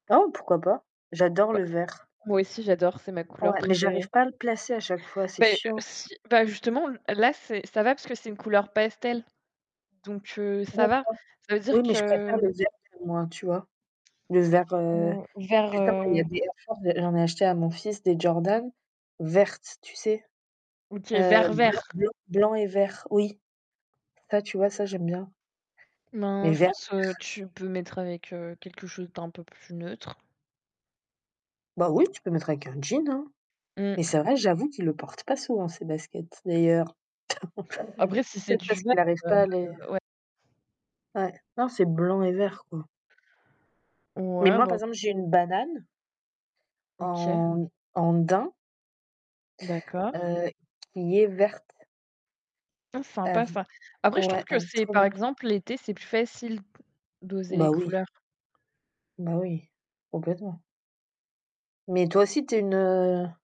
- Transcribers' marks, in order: static; background speech; unintelligible speech; distorted speech; unintelligible speech; stressed: "vert, vert"; tapping; laugh; unintelligible speech
- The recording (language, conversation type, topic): French, unstructured, Quels vêtements préférez-vous porter, et pourquoi ?